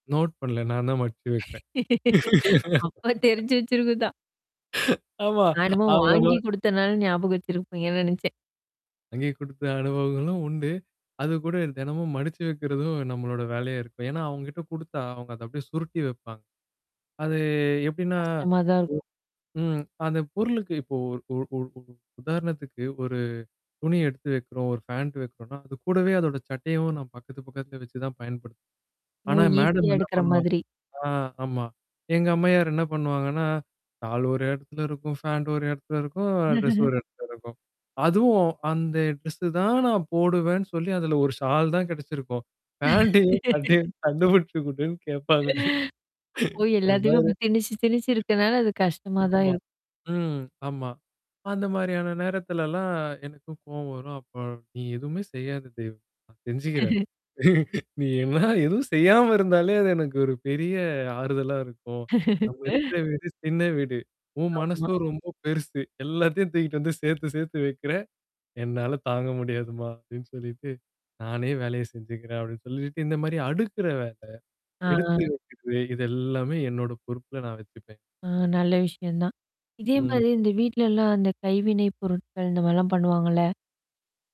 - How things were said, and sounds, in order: static; laughing while speaking: "நான் தான் மடிச்சு வைப்பன்"; laughing while speaking: "அப்பா தெரிஞ்சு வச்சிருக்குதான்"; laugh; tapping; laughing while speaking: "ஆமா. அவங்க"; laughing while speaking: "நான் என்னமோ வாங்கி குடுத்தனால, ஞாபகம் வச்சிருப்பீங்கன்னு நெனைச்சேன்"; distorted speech; mechanical hum; laugh; laugh; laugh; laughing while speaking: "ஃபேண்ட்டும், சட்டையும் கண்டுபிடிச்சு குடுன்னு கேப்பாங்க"; other noise; laughing while speaking: "நீ என்ன எதுவும் செய்யாம இருந்தாலே அது எனக்கு ஒரு பெரிய"; laugh; laugh; laughing while speaking: "உன் மனசோ ரொம்போ பெருசு. எல்லாத்தையும் … செஞ்சுக்கிறன், அப்டின்னு சொல்லிட்டு"
- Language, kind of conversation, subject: Tamil, podcast, வீட்டில் உள்ள இடம் பெரிதாகத் தோன்றச் செய்ய என்னென்ன எளிய உபாயங்கள் செய்யலாம்?